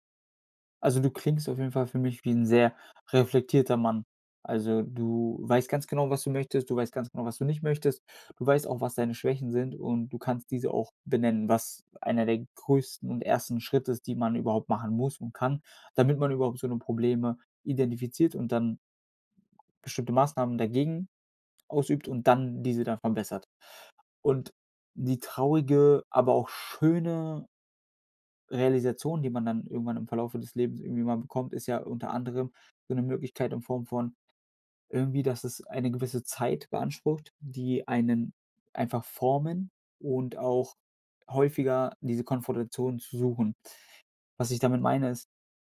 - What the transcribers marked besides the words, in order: none
- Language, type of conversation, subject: German, advice, Wie kann ich bei Partys und Feiertagen weniger erschöpft sein?